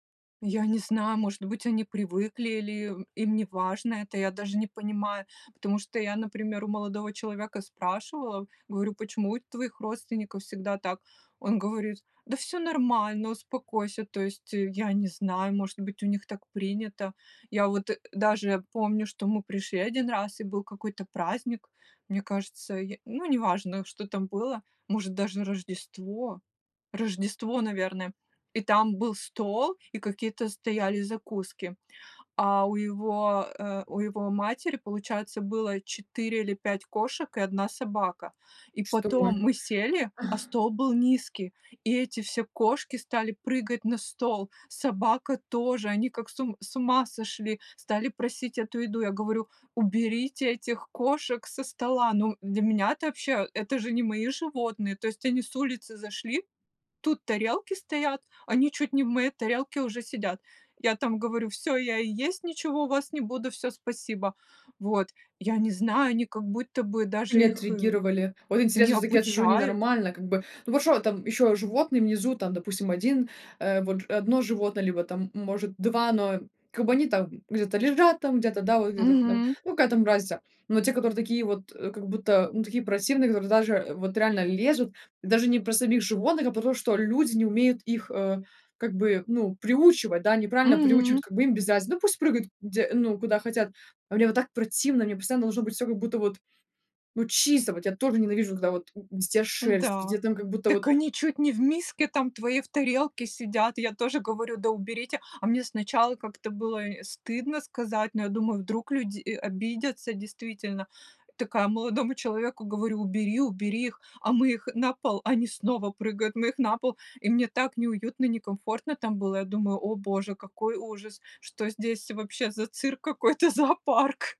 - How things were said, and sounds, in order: other noise; laughing while speaking: "какой-то, зоопарк?"
- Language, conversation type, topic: Russian, podcast, Как ты создаёшь уютное личное пространство дома?